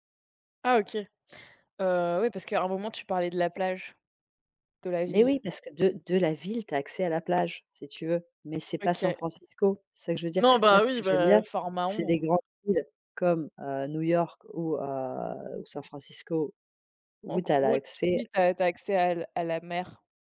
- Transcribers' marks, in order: tapping
- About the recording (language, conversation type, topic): French, unstructured, Préférez-vous partir en vacances à l’étranger ou faire des découvertes près de chez vous ?